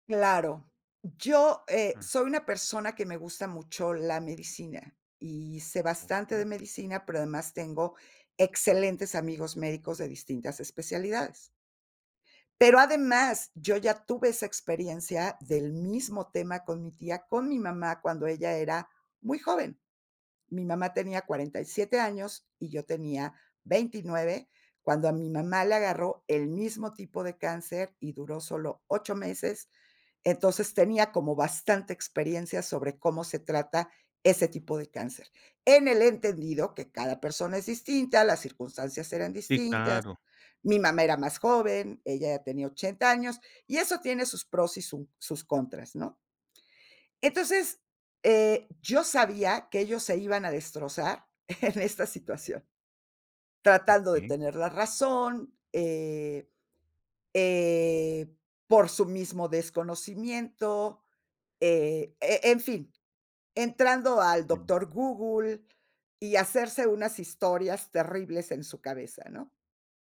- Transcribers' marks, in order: laughing while speaking: "en esta"
- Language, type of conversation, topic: Spanish, podcast, ¿Cómo manejas las decisiones cuando tu familia te presiona?